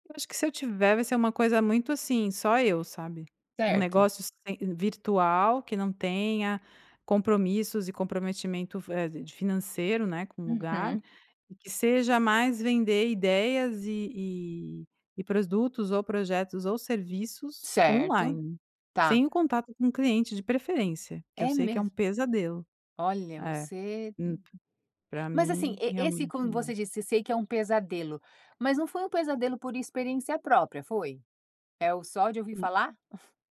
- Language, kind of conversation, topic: Portuguese, podcast, Você valoriza mais estabilidade ou liberdade profissional?
- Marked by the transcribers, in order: tapping; "produtos" said as "prosdutos"; other noise